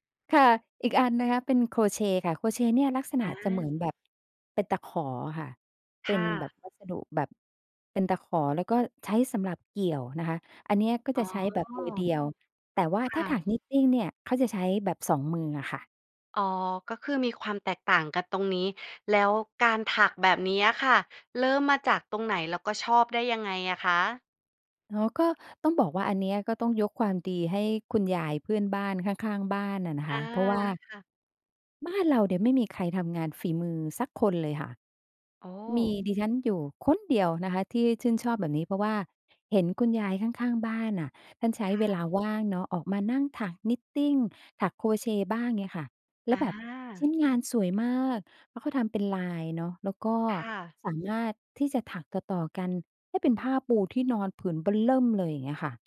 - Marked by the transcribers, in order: other background noise; tapping; stressed: "คน"; stressed: "เบ้อเริ่ม"
- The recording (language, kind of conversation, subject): Thai, podcast, งานอดิเรกที่คุณหลงใหลมากที่สุดคืออะไร และเล่าให้ฟังหน่อยได้ไหม?